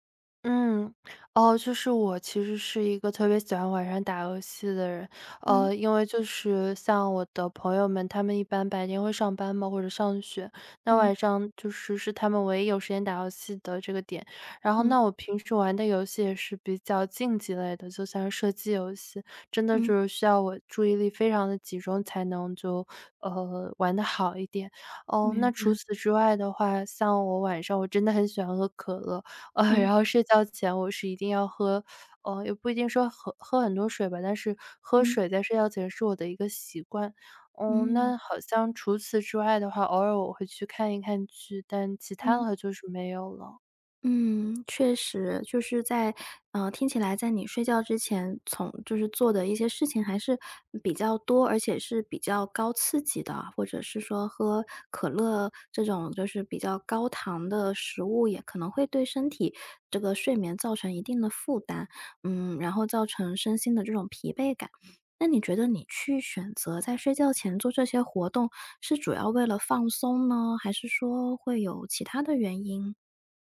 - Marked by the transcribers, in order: laughing while speaking: "呃"; other background noise
- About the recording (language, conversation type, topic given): Chinese, advice, 夜里反复胡思乱想、无法入睡怎么办？